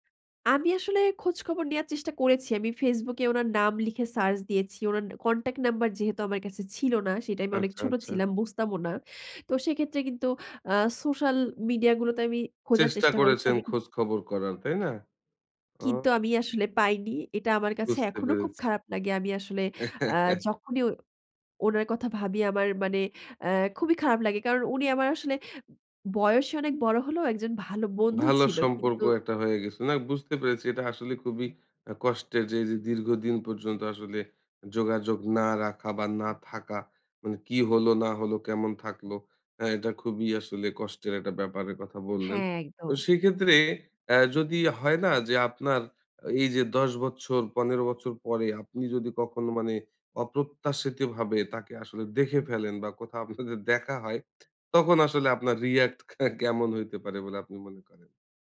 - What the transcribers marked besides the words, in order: laugh
- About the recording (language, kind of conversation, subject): Bengali, podcast, কিভাবে পরিচিতিদের সঙ্গে সম্পর্ক ধরে রাখেন?